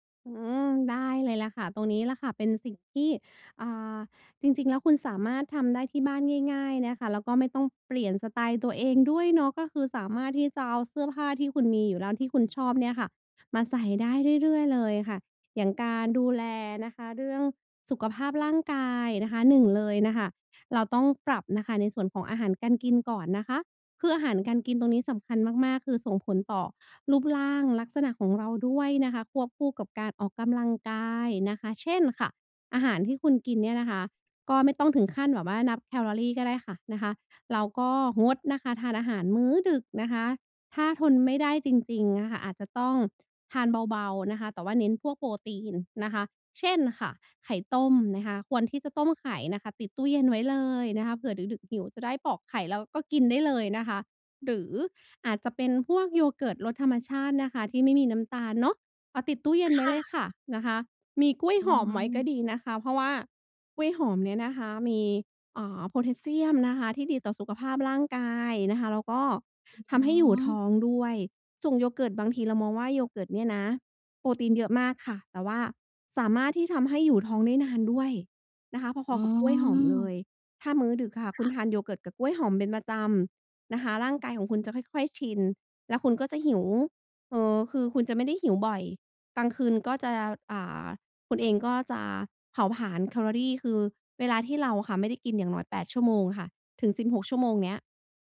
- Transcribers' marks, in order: none
- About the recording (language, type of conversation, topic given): Thai, advice, จะเริ่มหาสไตล์ส่วนตัวที่เหมาะกับชีวิตประจำวันและงบประมาณของคุณได้อย่างไร?